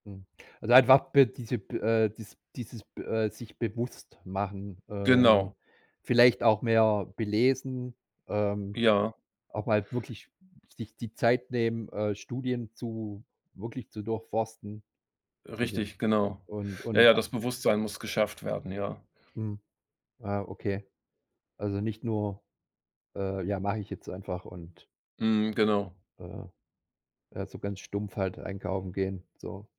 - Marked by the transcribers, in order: none
- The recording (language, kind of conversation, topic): German, podcast, Wie gehst du im Alltag mit Plastikmüll um?